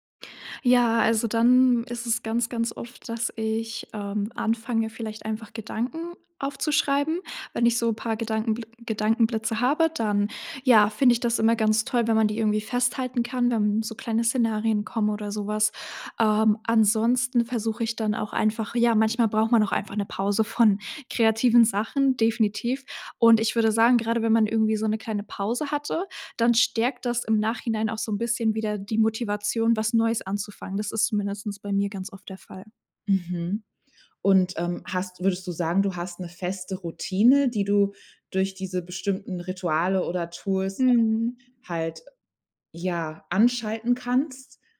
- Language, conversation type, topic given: German, podcast, Wie stärkst du deine kreative Routine im Alltag?
- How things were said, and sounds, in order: other background noise; "zumindest" said as "zumindestens"; background speech